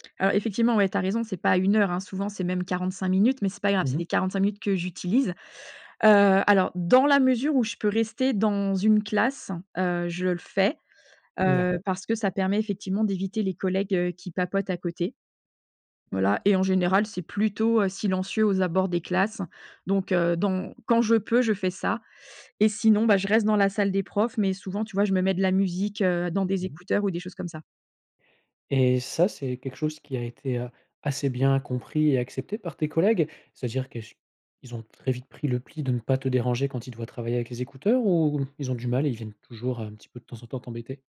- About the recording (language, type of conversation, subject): French, podcast, Comment trouver un bon équilibre entre le travail et la vie de famille ?
- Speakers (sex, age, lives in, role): female, 45-49, France, guest; male, 40-44, France, host
- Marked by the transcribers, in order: tapping